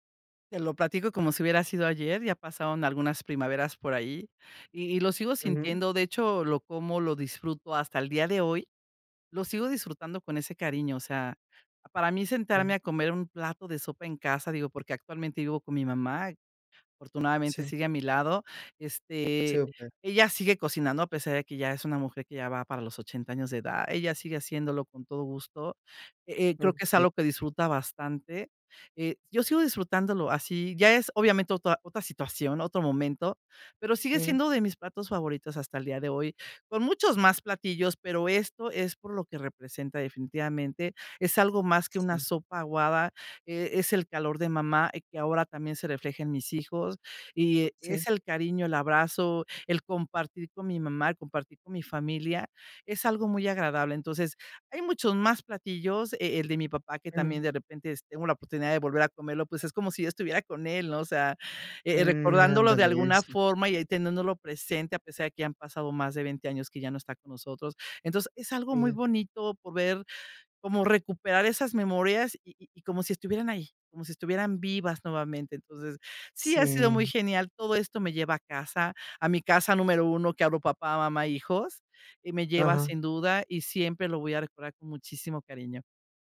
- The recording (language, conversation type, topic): Spanish, podcast, ¿Qué comidas te hacen sentir en casa?
- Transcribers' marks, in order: none